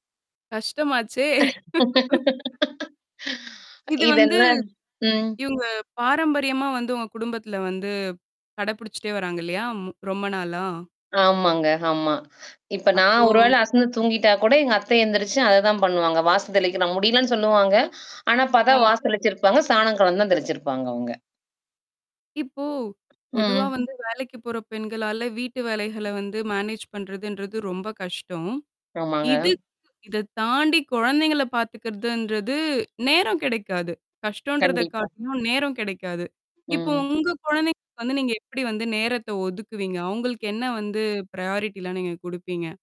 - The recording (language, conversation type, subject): Tamil, podcast, ஒரு நாளில் செய்ய வேண்டிய மிக முக்கியமான மூன்று காரியங்களை நீங்கள் எப்படி தேர்வு செய்கிறீர்கள்?
- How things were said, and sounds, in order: other background noise; laugh; tapping; static; mechanical hum; in English: "மேனேஜ்"; distorted speech; in English: "ப்யாரிட்டிலாம்"